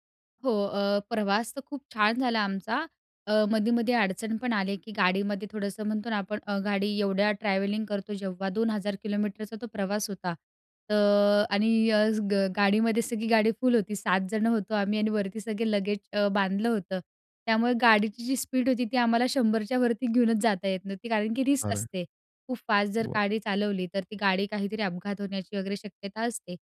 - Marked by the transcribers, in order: in English: "रिस्क"; tapping; other noise
- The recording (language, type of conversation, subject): Marathi, podcast, प्रवासातला एखादा खास क्षण कोणता होता?